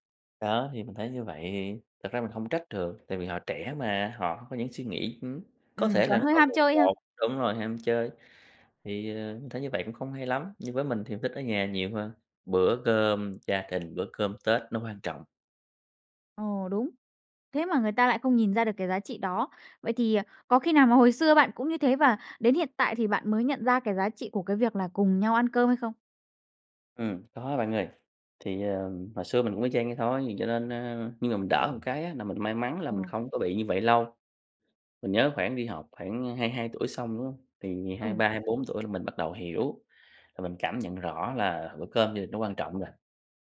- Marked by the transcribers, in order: tapping; other background noise
- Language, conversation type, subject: Vietnamese, podcast, Gia đình bạn có truyền thống nào khiến bạn nhớ mãi không?